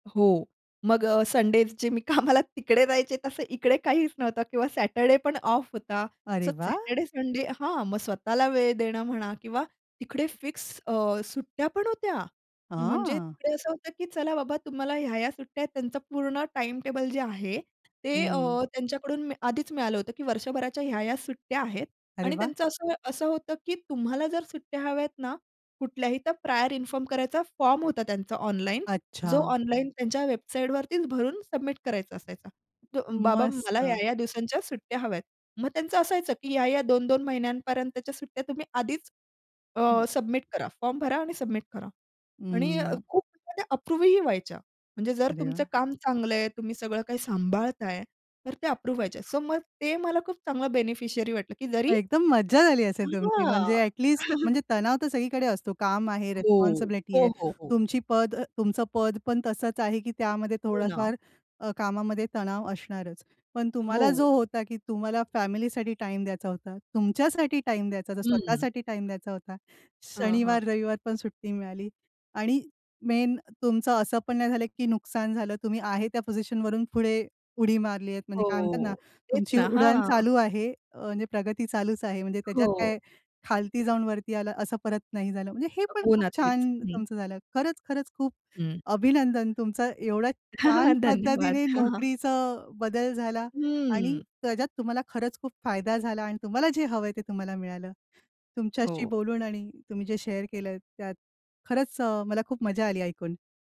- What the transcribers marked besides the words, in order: laughing while speaking: "कामाला तिकडे जायचे"; other background noise; in English: "ऑफ"; in English: "सो"; tapping; in English: "प्रायर इन्फॉर्म"; in English: "सो"; chuckle; in English: "रिस्पॉन्सिबिलिटी"; in English: "मेन"; laughing while speaking: "हां, हां, हां"; laughing while speaking: "हां, हां"; in English: "शेअर"
- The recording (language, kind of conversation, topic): Marathi, podcast, नोकरी बदलावी की त्याच ठिकाणी राहावी, हे तू कसे ठरवतोस?